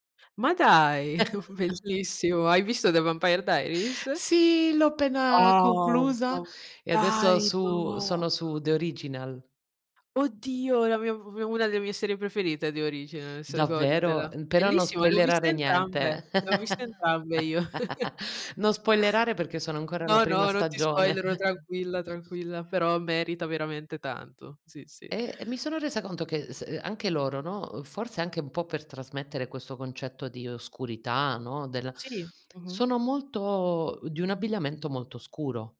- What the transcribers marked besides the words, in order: chuckle; laughing while speaking: "Bellissimo"; drawn out: "Wow!"; surprised: "dai! No!"; other background noise; in English: "spoilerare"; laugh; in English: "spoilerare"; chuckle; tapping; in English: "spoilero"; chuckle
- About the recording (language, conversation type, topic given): Italian, unstructured, Come descriveresti il tuo stile personale?